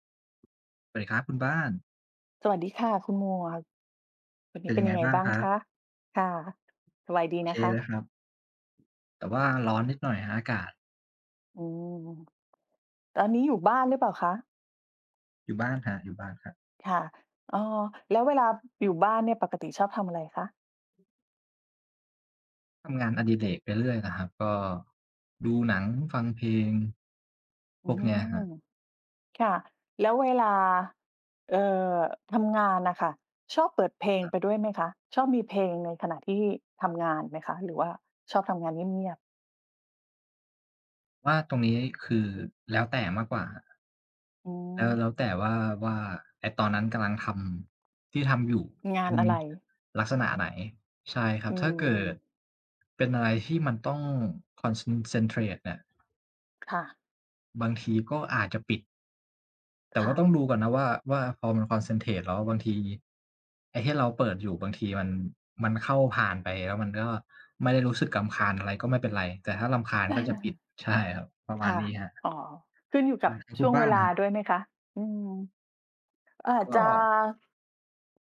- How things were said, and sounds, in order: in English: "concen centrate"; in English: "concentrate"; "รําคาญ" said as "กำคาญ"; chuckle
- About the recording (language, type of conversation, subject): Thai, unstructured, คุณชอบฟังเพลงระหว่างทำงานหรือชอบทำงานในความเงียบมากกว่ากัน และเพราะอะไร?